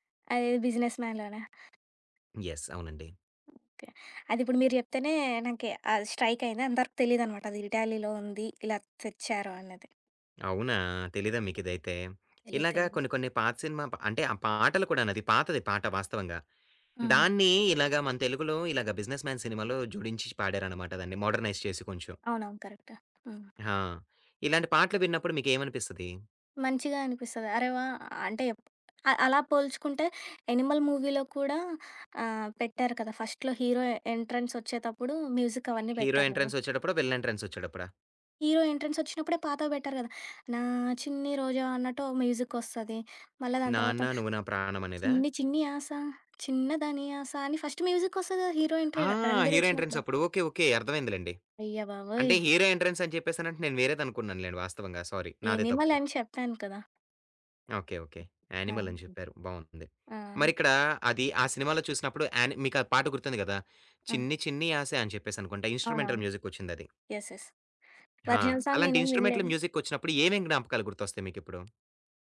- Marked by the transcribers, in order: in English: "యెస్"; in English: "స్ట్రైక్"; other background noise; tapping; in English: "మోడ్రనైజ్"; in English: "కరెక్ట్"; in English: "మూవీలో"; in English: "ఫస్ట్‌లో"; in English: "విలన్"; singing: "చిన్ని చిన్ని ఆశ చిన్న దాని ఆశ"; in English: "ఫస్ట్"; in English: "ఎంట్రీ"; in English: "సారీ"; background speech; in English: "ఇన్స్ట్రుమెంటల్"; in English: "యెస్. యెస్. ఒరిజినల్ సాంగ్"; in English: "ఇన్స్ట్రుమెంటంల్"
- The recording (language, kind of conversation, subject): Telugu, podcast, పాత జ్ఞాపకాలు గుర్తుకొచ్చేలా మీరు ప్లేలిస్ట్‌కి ఏ పాటలను జోడిస్తారు?